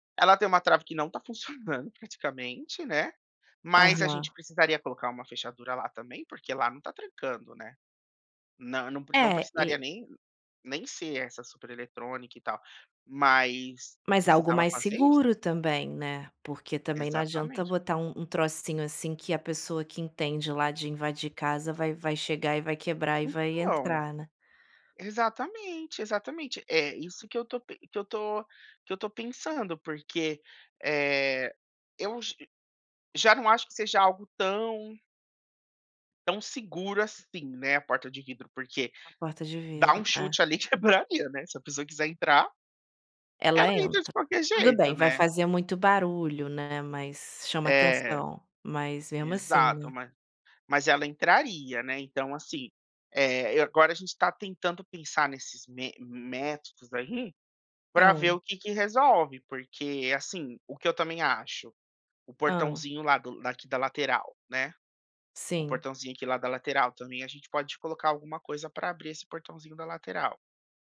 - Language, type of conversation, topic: Portuguese, advice, Como posso encontrar uma moradia acessível e segura?
- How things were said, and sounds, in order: laughing while speaking: "funcionando"; laughing while speaking: "quebradeira, né"; tapping